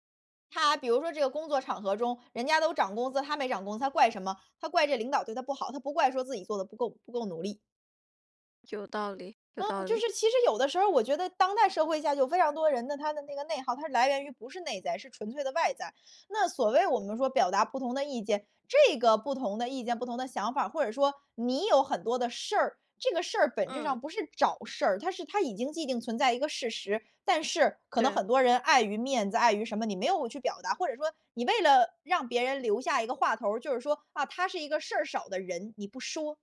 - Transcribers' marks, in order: other background noise
- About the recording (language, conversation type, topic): Chinese, podcast, 怎么在工作场合表达不同意见而不失礼？